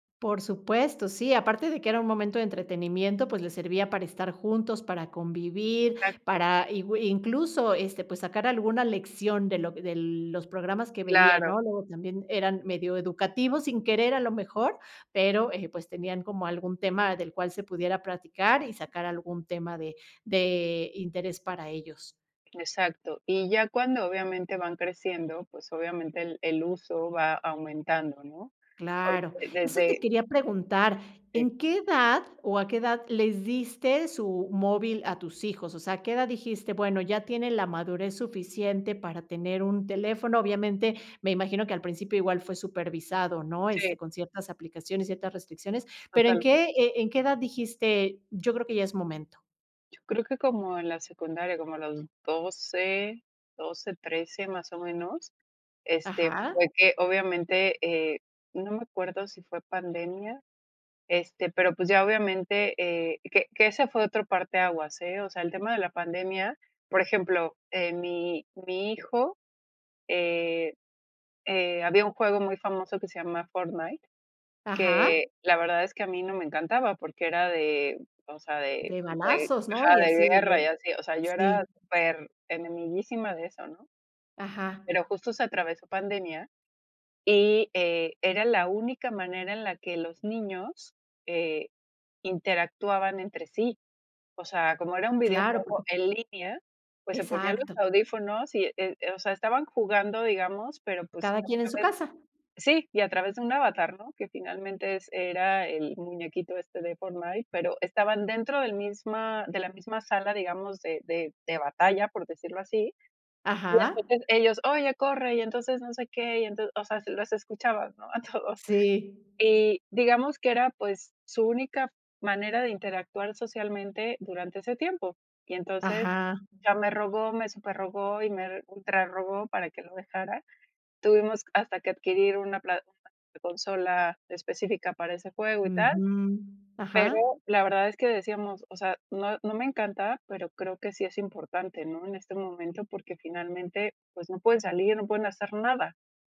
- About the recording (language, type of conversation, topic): Spanish, podcast, ¿Cómo controlas el uso de pantallas con niños en casa?
- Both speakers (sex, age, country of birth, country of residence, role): female, 40-44, Mexico, Mexico, guest; female, 45-49, Mexico, Mexico, host
- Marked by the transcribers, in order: tapping; other background noise; unintelligible speech